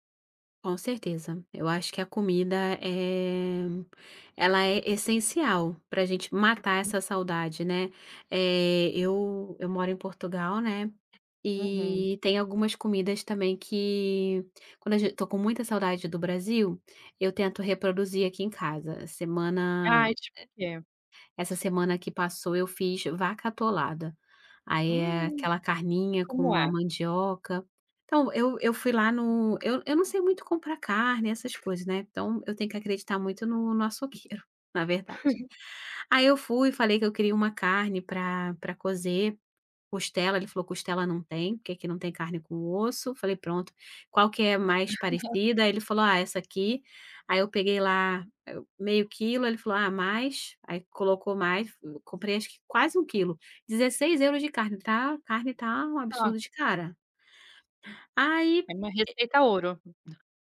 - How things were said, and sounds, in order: other background noise; other noise; chuckle; laugh; tapping; laugh
- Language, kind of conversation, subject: Portuguese, podcast, Que comida te conforta num dia ruim?